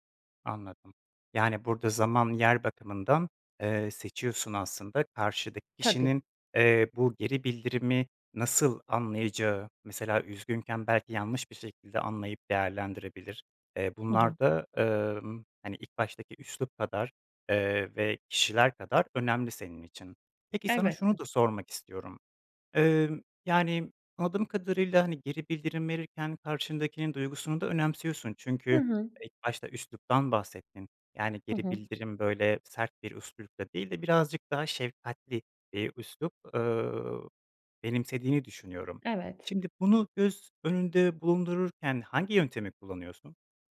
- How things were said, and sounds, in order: other background noise
- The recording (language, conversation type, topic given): Turkish, podcast, Geri bildirim verirken nelere dikkat edersin?